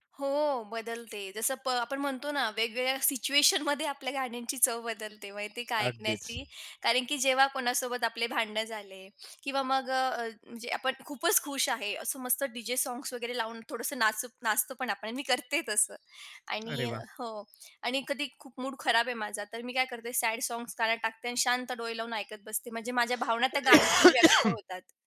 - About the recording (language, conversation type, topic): Marathi, podcast, गाण्यांमधून तुम्हाला कोणती भावना सर्वात जास्त भिडते?
- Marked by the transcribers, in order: tapping; laughing while speaking: "सिच्युएशनमध्ये"; other background noise; horn; laughing while speaking: "मी करते तसं"; cough